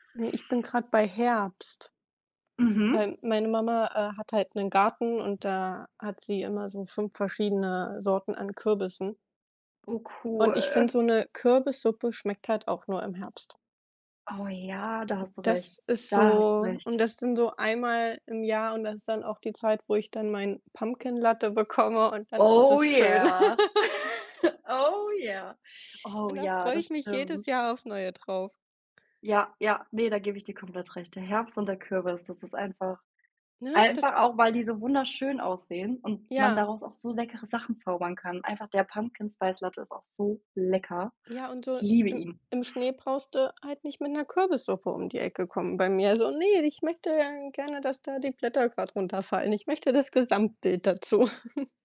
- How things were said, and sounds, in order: tapping; drawn out: "cool"; other background noise; in English: "Pumpkin"; drawn out: "Oh ja"; chuckle; laugh; stressed: "so"; laughing while speaking: "dazu"; chuckle
- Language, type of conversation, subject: German, unstructured, Welche Speisen lösen bei dir Glücksgefühle aus?